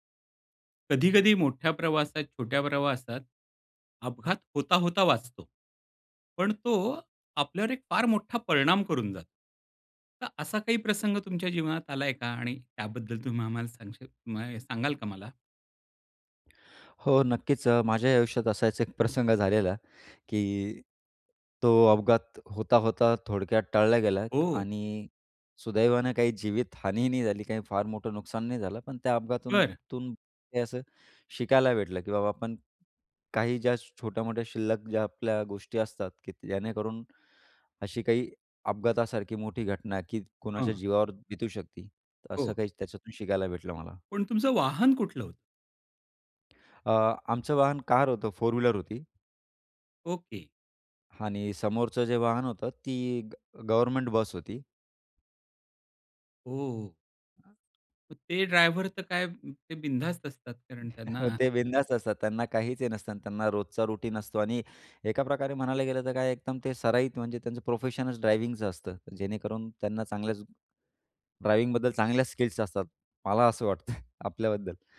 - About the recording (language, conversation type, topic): Marathi, podcast, कधी तुमचा जवळजवळ अपघात होण्याचा प्रसंग आला आहे का, आणि तो तुम्ही कसा टाळला?
- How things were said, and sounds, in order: tapping; other noise; chuckle; in English: "रूटीन"; chuckle